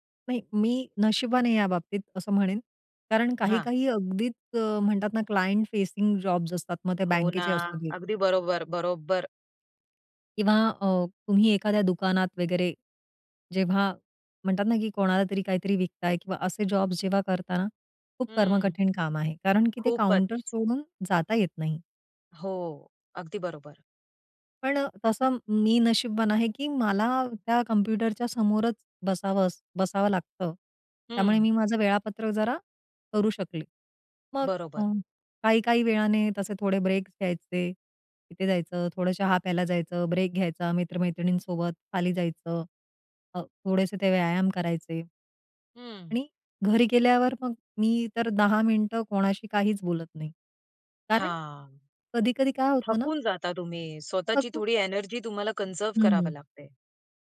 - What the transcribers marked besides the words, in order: in English: "क्लायंट फेसिंग"; in English: "काउंटर"; in English: "ब्रेक्स"; in English: "एनर्जी"; in English: "कन्झर्व्ह"
- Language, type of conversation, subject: Marathi, podcast, दैनंदिन जीवनात जागरूकतेचे छोटे ब्रेक कसे घ्यावेत?